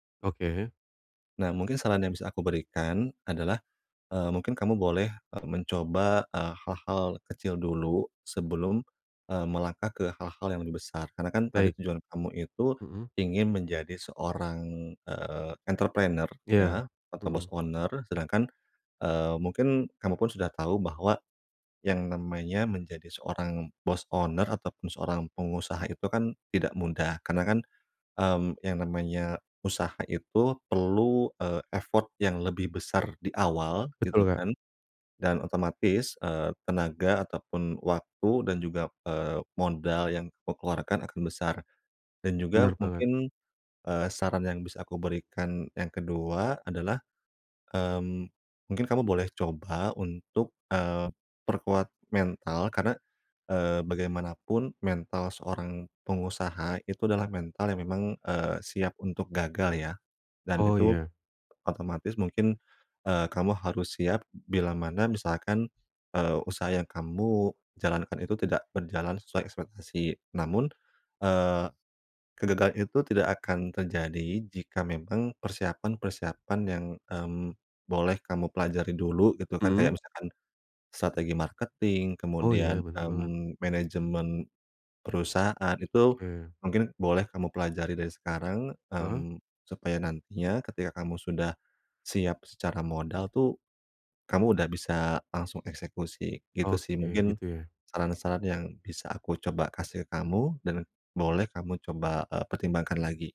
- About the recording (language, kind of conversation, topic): Indonesian, advice, Kapan saya tahu bahwa ini saat yang tepat untuk membuat perubahan besar dalam hidup saya?
- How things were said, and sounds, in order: in English: "owner"; in English: "owner"; in English: "effort"; in English: "marketing"